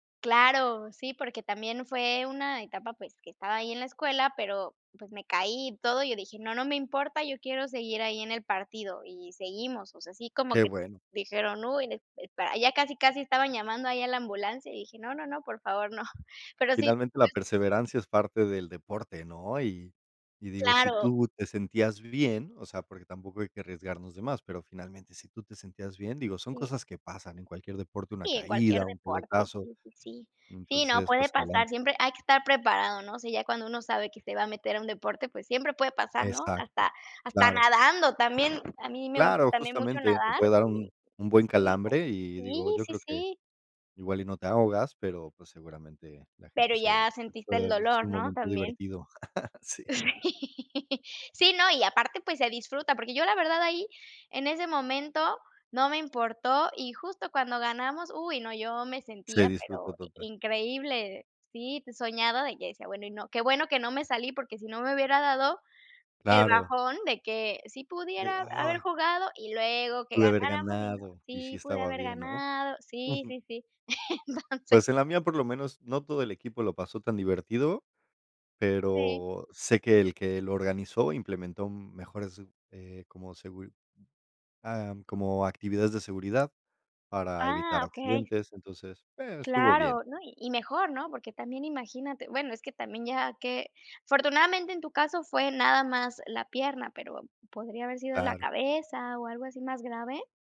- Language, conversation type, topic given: Spanish, unstructured, ¿Puedes contar alguna anécdota graciosa relacionada con el deporte?
- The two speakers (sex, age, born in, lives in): female, 35-39, Mexico, Germany; male, 35-39, Mexico, Poland
- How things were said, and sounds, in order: laughing while speaking: "no"; other background noise; laugh; laughing while speaking: "Sí"; laughing while speaking: "Sí"; laugh; laughing while speaking: "Entonces"; tapping